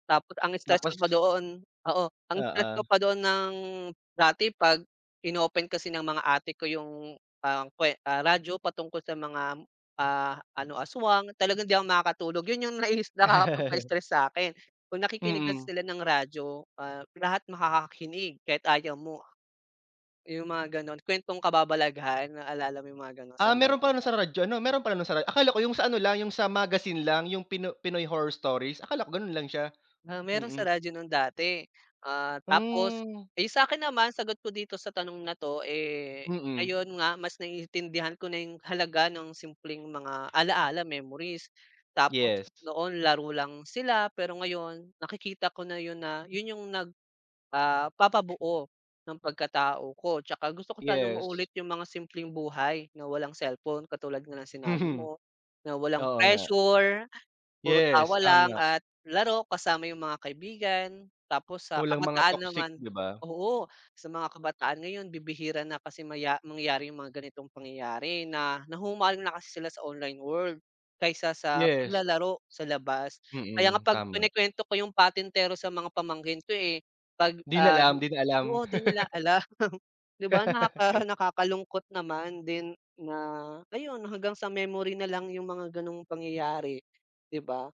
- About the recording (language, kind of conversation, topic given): Filipino, unstructured, Ano ang mga alaala sa iyong pagkabata na hindi mo malilimutan?
- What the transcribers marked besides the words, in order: laugh; laugh; chuckle; laugh